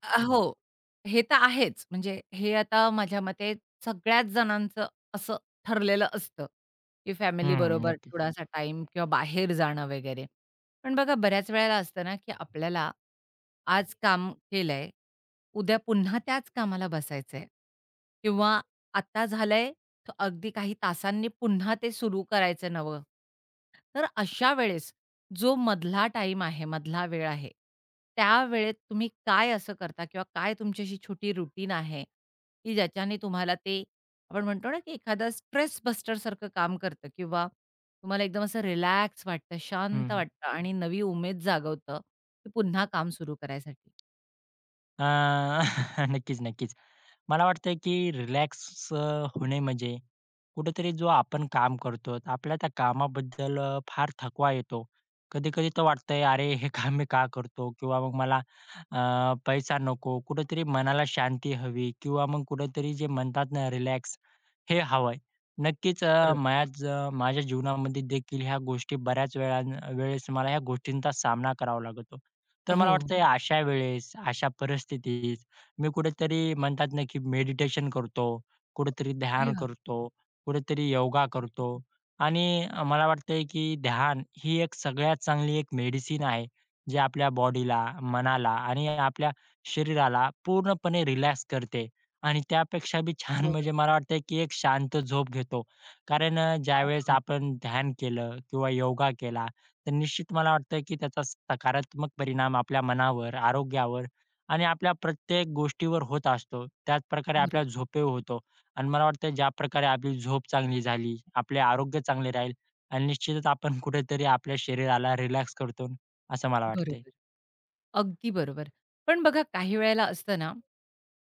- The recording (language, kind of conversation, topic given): Marathi, podcast, कामानंतर आराम मिळवण्यासाठी तुम्ही काय करता?
- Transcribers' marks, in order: tapping; in English: "रुटीन"; in English: "स्ट्रेस बस्टर"; chuckle; other background noise